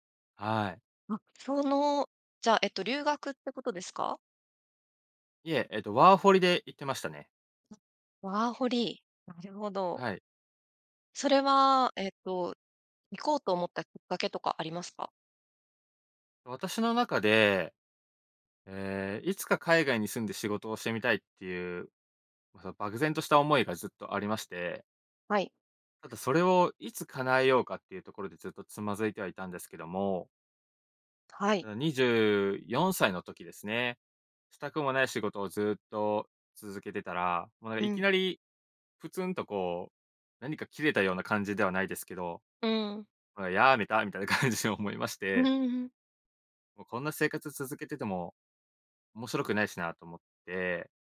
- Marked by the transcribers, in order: other noise; laughing while speaking: "感じに思いまして"
- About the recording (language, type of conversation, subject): Japanese, podcast, 初めて一人でやり遂げたことは何ですか？